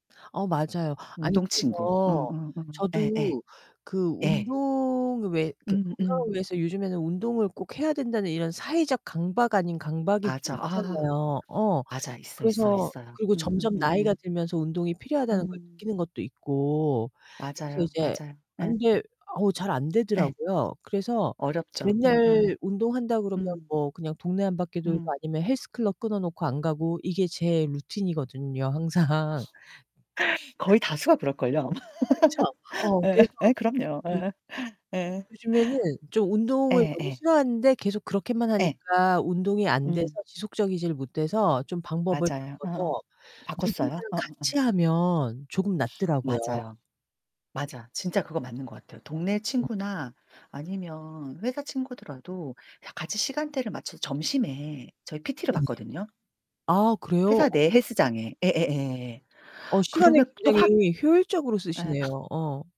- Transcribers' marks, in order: distorted speech; tapping; other background noise; laugh; laugh
- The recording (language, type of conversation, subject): Korean, unstructured, 운동 친구가 있으면 어떤 점이 가장 좋나요?